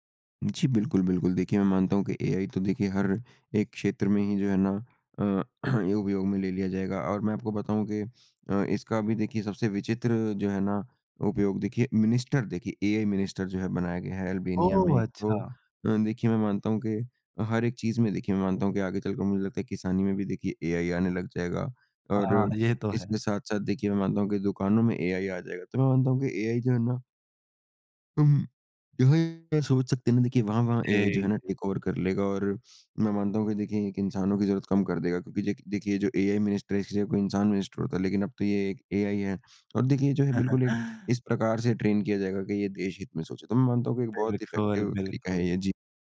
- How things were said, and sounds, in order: throat clearing; in English: "मिनिस्टर"; in English: "मिनिस्टर"; in English: "टेक ओवर"; in English: "मिनिस्टर"; in English: "मिनिस्टर"; laugh; in English: "ट्रेन"; in English: "इफ़ेक्टिव"
- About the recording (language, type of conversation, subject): Hindi, podcast, एआई टूल्स को आपने रोज़मर्रा की ज़िंदगी में कैसे आज़माया है?